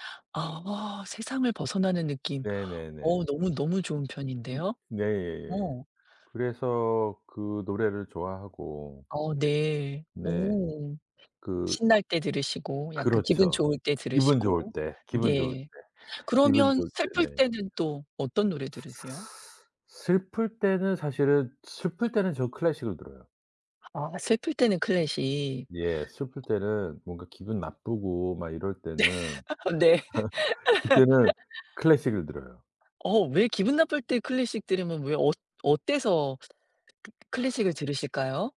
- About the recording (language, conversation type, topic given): Korean, podcast, 좋아하는 음악 장르는 무엇이고, 왜 좋아하시나요?
- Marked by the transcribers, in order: other background noise; laughing while speaking: "네. 네"; laugh